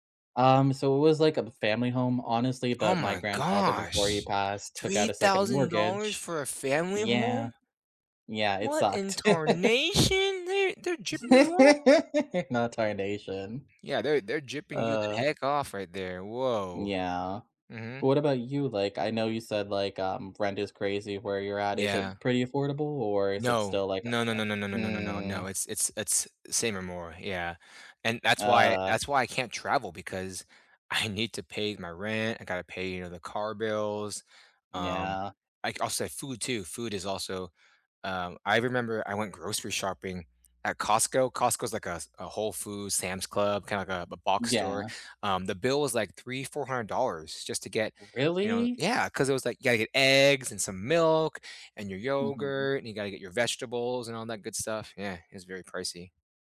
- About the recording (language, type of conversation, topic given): English, unstructured, What big goal do you want to pursue that would make everyday life feel better rather than busier?
- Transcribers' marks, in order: tapping; stressed: "tarnation?"; laugh; other background noise